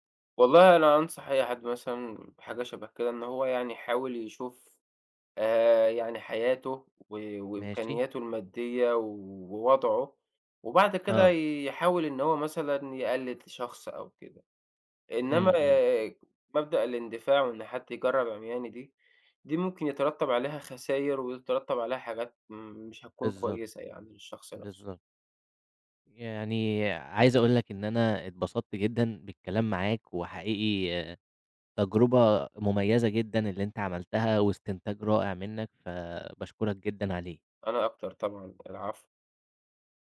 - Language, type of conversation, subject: Arabic, podcast, ازاي بتتعامل مع إنك بتقارن حياتك بحياة غيرك أونلاين؟
- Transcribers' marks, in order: other background noise